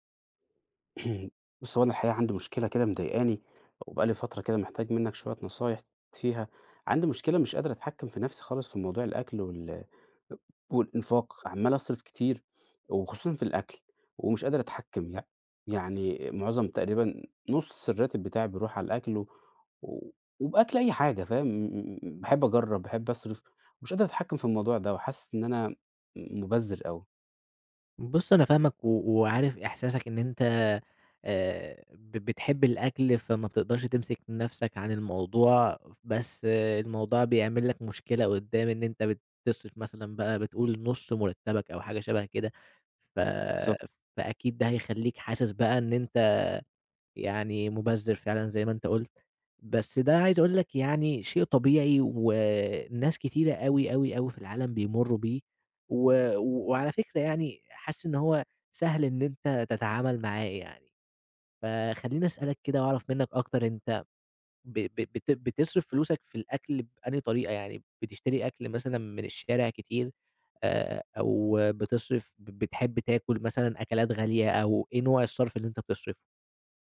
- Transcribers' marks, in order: throat clearing
- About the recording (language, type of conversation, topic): Arabic, advice, إزاي أقدر أسيطر على اندفاعاتي زي الأكل أو الشراء؟